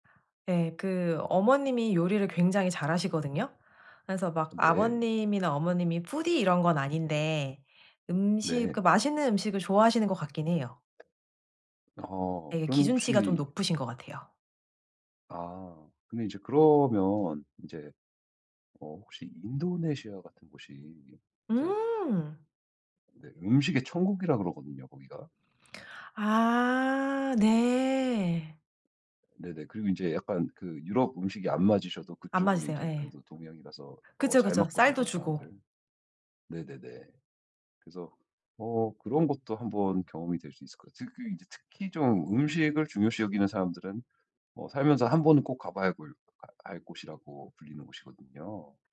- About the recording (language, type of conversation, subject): Korean, advice, 휴가 일정을 맞추고 일상 시간 관리를 효과적으로 하려면 어떻게 해야 하나요?
- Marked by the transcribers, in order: other background noise; in English: "푸디"; tapping